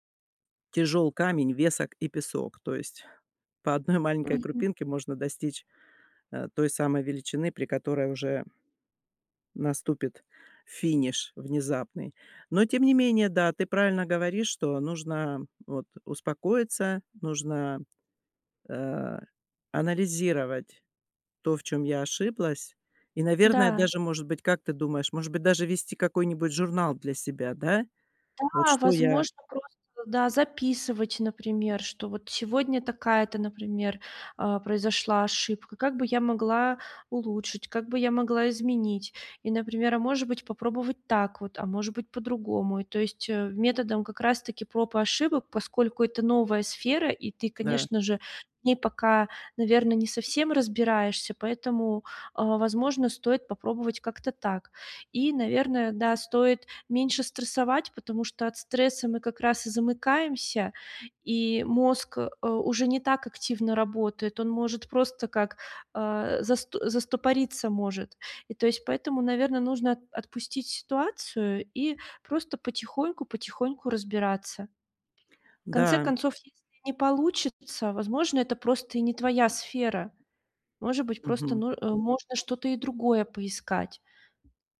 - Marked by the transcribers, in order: tapping
- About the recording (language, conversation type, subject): Russian, advice, Как мне лучше адаптироваться к быстрым изменениям вокруг меня?
- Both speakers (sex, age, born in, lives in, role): female, 30-34, Russia, Mexico, advisor; female, 60-64, Russia, United States, user